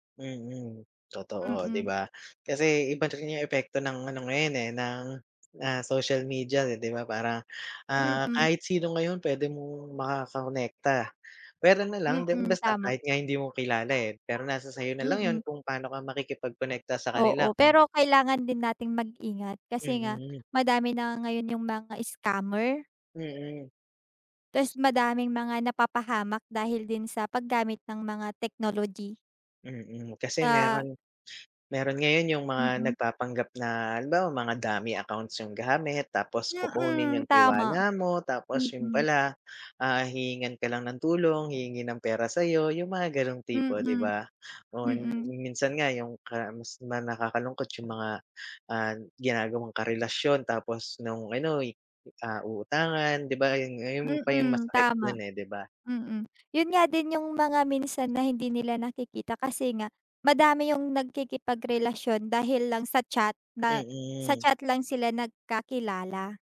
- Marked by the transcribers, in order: tapping; other background noise; dog barking
- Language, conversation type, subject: Filipino, unstructured, Ano ang masasabi mo tungkol sa pagkawala ng personal na ugnayan dahil sa teknolohiya?